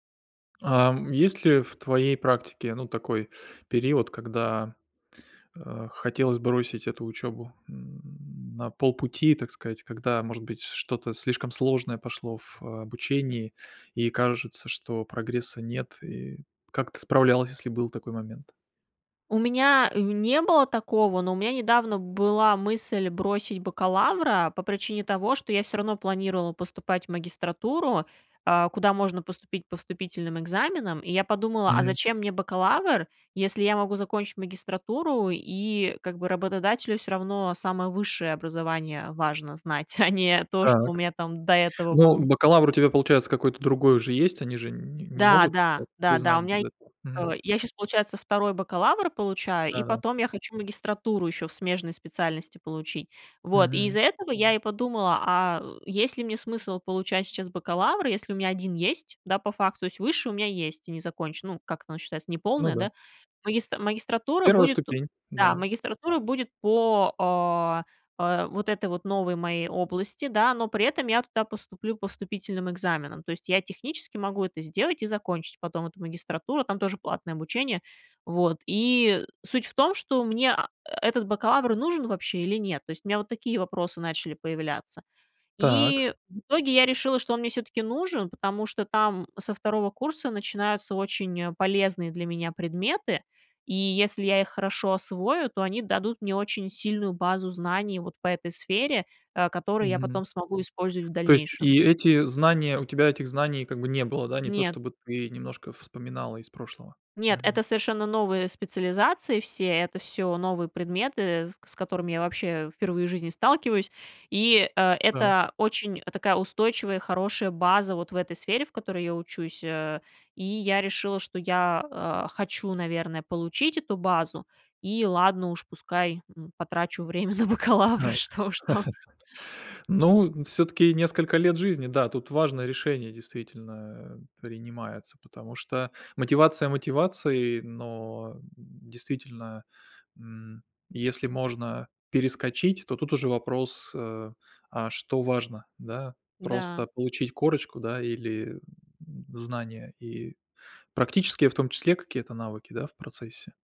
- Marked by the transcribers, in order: tapping; chuckle; grunt; laughing while speaking: "время на бакалавра, что уж там"; laugh
- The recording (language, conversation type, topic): Russian, podcast, Как не потерять мотивацию, когда начинаешь учиться заново?